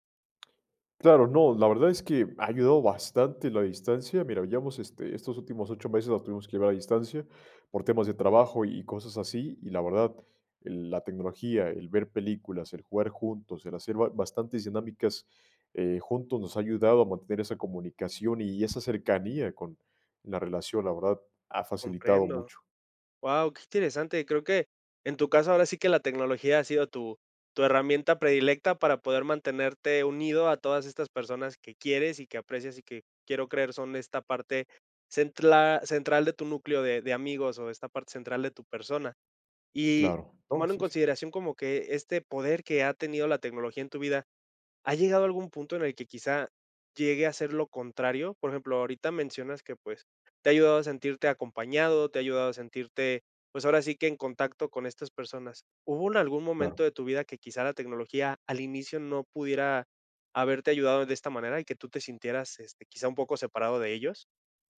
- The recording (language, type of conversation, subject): Spanish, podcast, ¿Cómo influye la tecnología en sentirte acompañado o aislado?
- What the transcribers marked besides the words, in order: tapping; "central-" said as "centla"